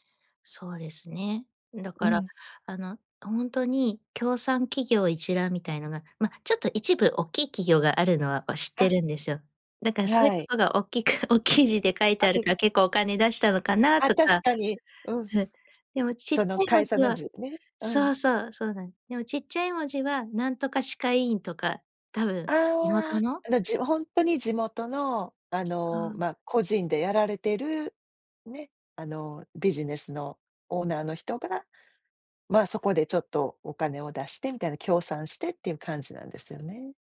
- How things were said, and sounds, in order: other noise
- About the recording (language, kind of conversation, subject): Japanese, podcast, 最近、どんな小さな幸せがありましたか？